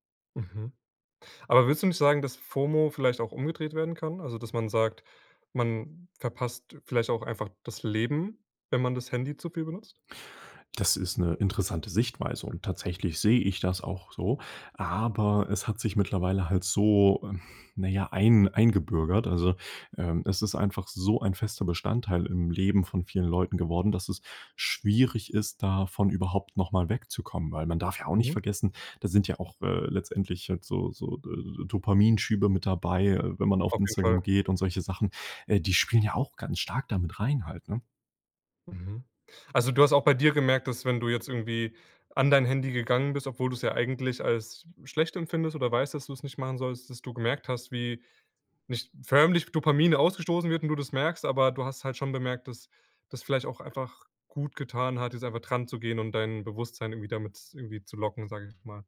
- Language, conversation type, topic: German, podcast, Wie gehst du mit ständigen Benachrichtigungen um?
- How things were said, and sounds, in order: sigh; stressed: "so"